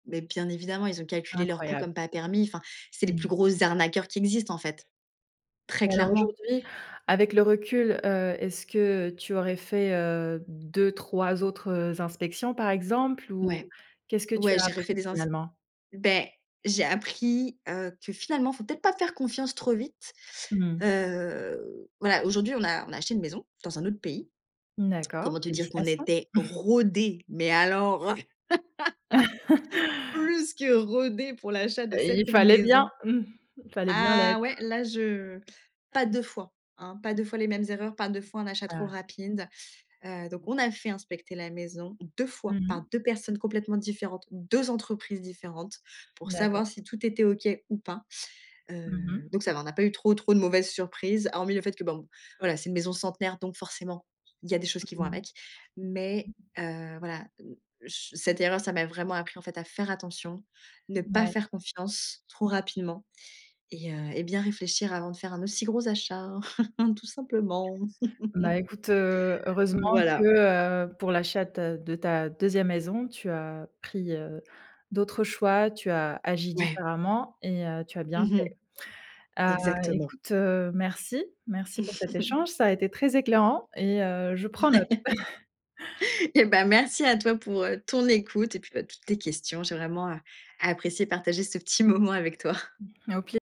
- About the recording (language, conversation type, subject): French, podcast, Quelle erreur t’a appris le plus de choses dans la vie ?
- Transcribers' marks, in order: stressed: "arnaqueurs"; stressed: "rodé"; chuckle; laugh; laughing while speaking: "plus que rodé"; laugh; stressed: "Ah"; unintelligible speech; singing: "gros achat tout simplement"; chuckle; other background noise; chuckle; laughing while speaking: "Ouais"; chuckle; laughing while speaking: "ce petit moment avec toi"